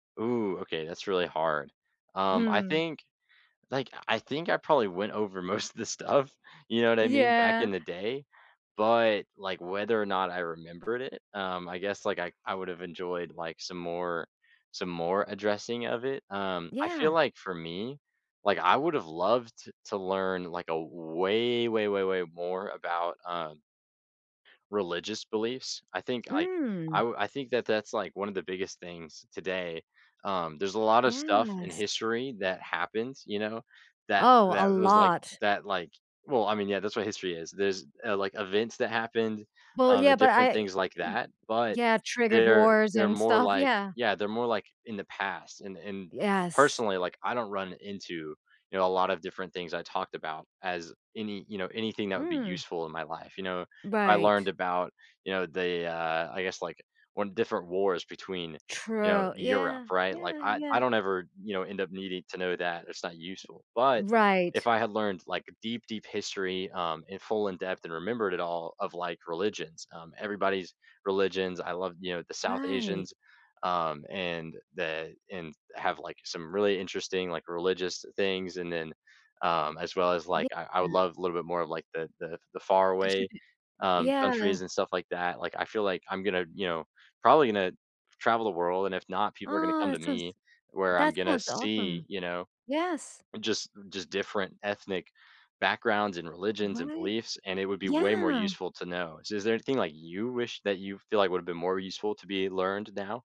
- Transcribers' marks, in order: laughing while speaking: "most of this stuff"; other background noise; drawn out: "way"; tapping; other noise; unintelligible speech
- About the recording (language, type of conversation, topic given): English, unstructured, How did your history classes shape you, and what do you wish they had included?
- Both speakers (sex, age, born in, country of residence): female, 40-44, United States, United States; male, 20-24, United States, United States